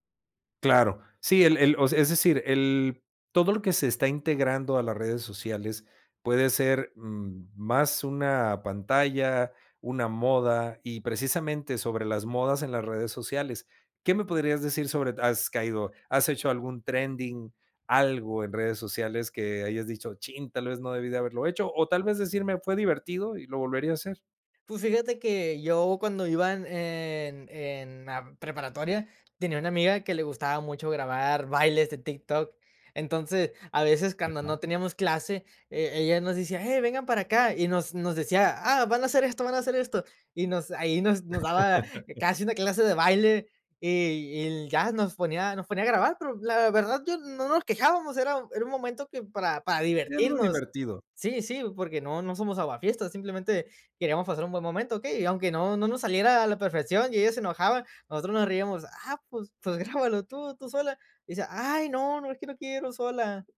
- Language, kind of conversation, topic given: Spanish, podcast, ¿En qué momentos te desconectas de las redes sociales y por qué?
- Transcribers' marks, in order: other background noise; laugh; tapping